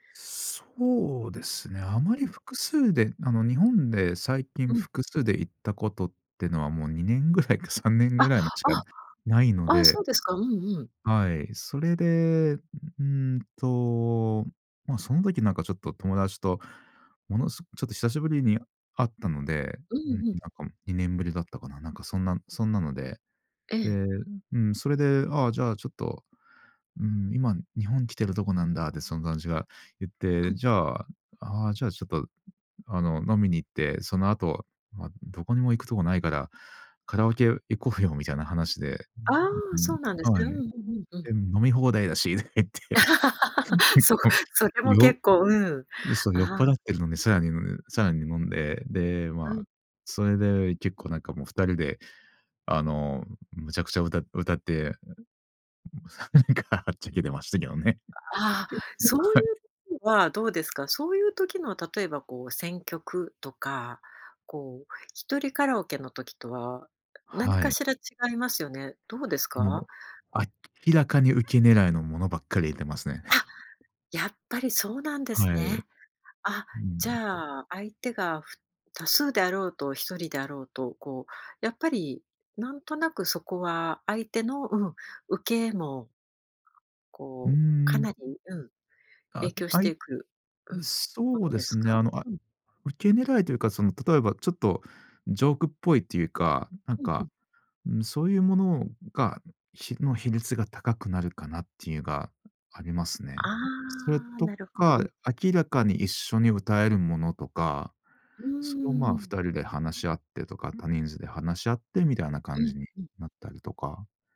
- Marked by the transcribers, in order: laughing while speaking: "にねん ぐらいか"; other noise; laugh; laughing while speaking: "飲み放題だしって言って"; laugh; laughing while speaking: "なんか"; laugh; unintelligible speech; tapping; chuckle
- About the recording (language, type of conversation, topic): Japanese, podcast, カラオケで歌う楽しさはどこにあるのでしょうか？